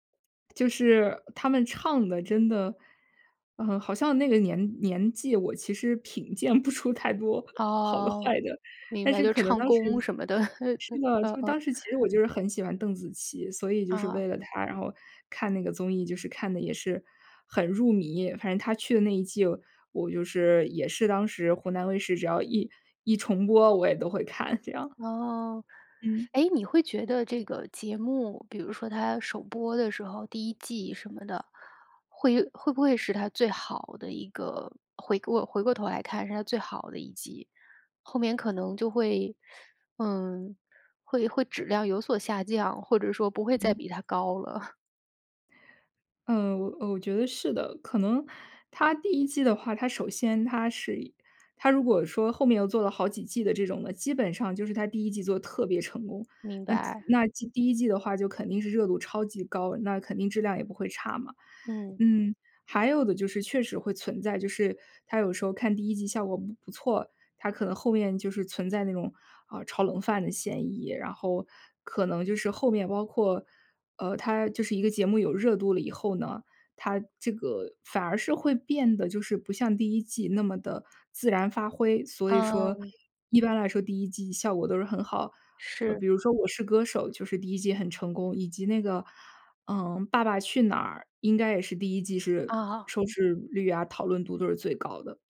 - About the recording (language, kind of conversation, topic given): Chinese, podcast, 你小时候最爱看的节目是什么？
- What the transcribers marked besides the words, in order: laughing while speaking: "鉴不出太多好的坏的"; laughing while speaking: "的"; tapping; teeth sucking; chuckle